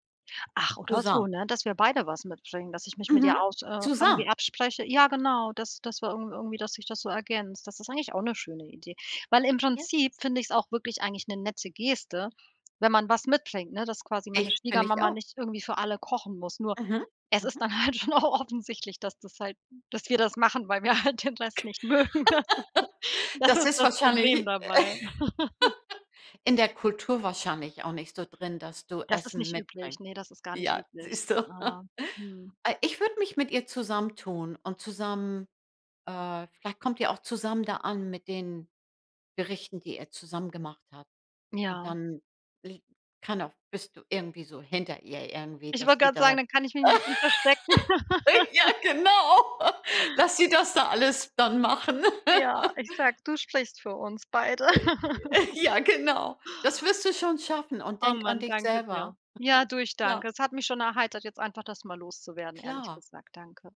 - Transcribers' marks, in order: "Zusammen" said as "Kusammen"; laughing while speaking: "halt schon auch offensichtlich"; laugh; laughing while speaking: "halt den Rest nicht mögen, ne?"; laugh; chuckle; giggle; laugh; laughing while speaking: "ja, genau"; laugh; laugh; unintelligible speech; laughing while speaking: "Ja, genau"; laugh; other noise
- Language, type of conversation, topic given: German, advice, Wie kann ich bei Einladungen gesunde Entscheidungen treffen, ohne unhöflich zu wirken?